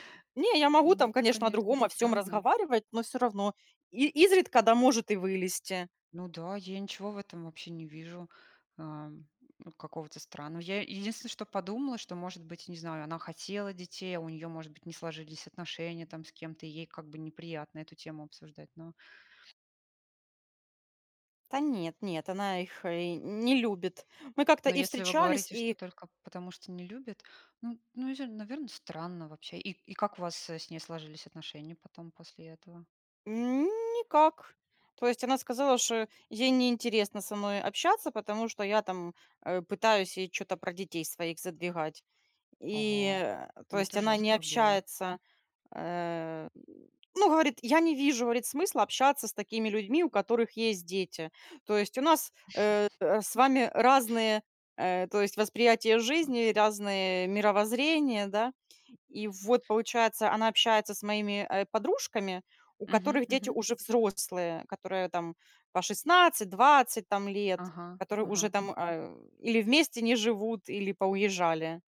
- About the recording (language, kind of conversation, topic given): Russian, unstructured, Как вы относитесь к дружбе с людьми, которые вас не понимают?
- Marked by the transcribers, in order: tapping; chuckle; other noise